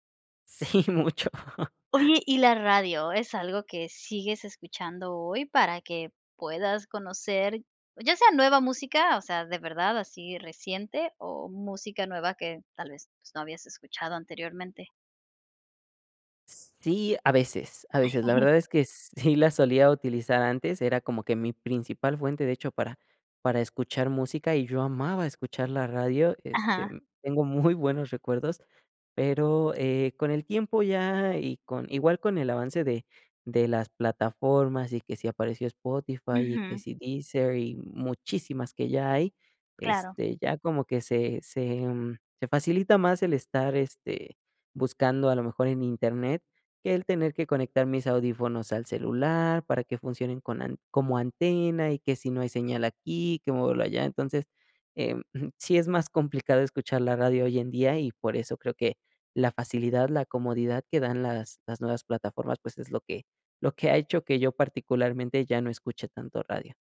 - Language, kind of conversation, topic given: Spanish, podcast, ¿Cómo descubres nueva música hoy en día?
- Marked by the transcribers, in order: laughing while speaking: "Sí, mucho"; chuckle; tapping